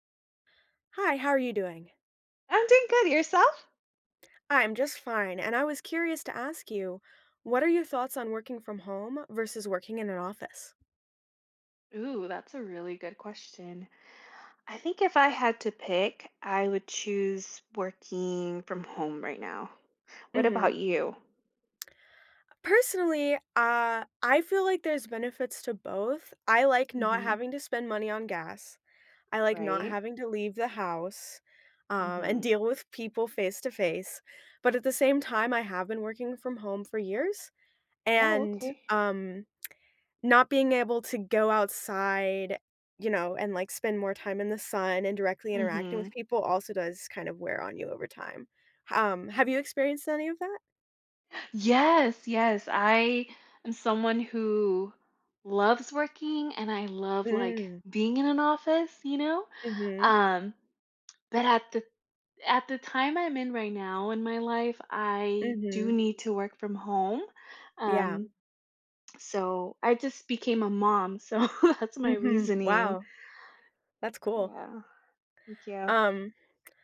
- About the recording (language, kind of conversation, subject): English, unstructured, Do you prefer working from home or working in an office?
- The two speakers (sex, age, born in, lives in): female, 30-34, Mexico, United States; female, 30-34, United States, United States
- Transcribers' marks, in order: other background noise; lip smack; gasp; laughing while speaking: "so"